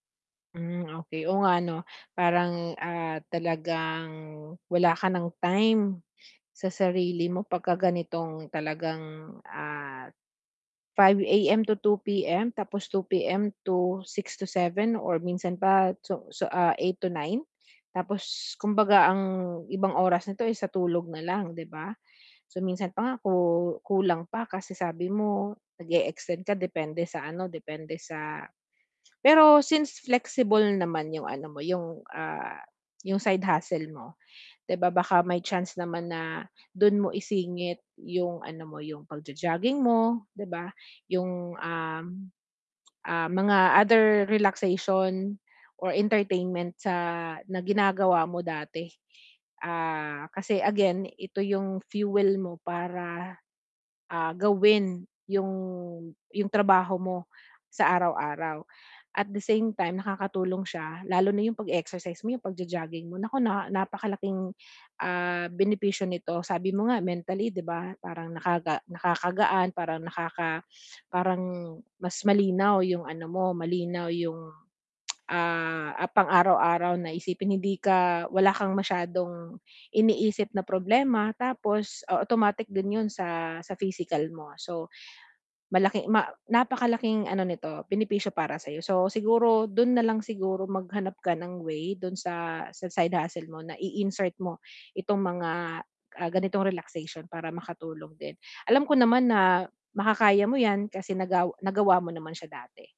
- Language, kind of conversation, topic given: Filipino, advice, Paano ako makakahanap ng kasiyahan kahit pagod at nakararanas ng labis na pagkaubos ng lakas?
- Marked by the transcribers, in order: static; tapping; sniff; mechanical hum